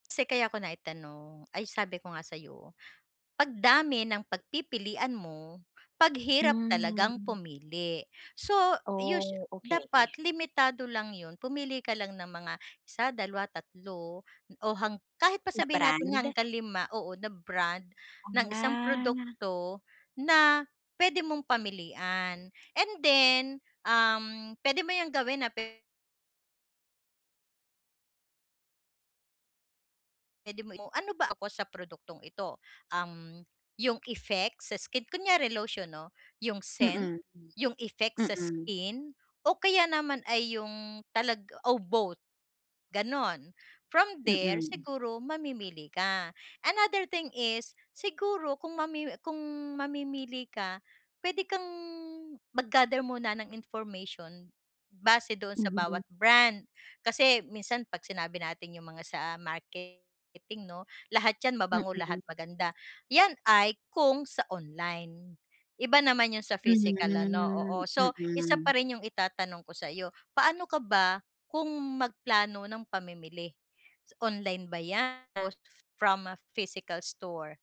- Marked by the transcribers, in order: drawn out: "Ah"
- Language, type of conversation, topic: Filipino, advice, Paano ako makakapili ng produkto kapag napakarami ng pagpipilian?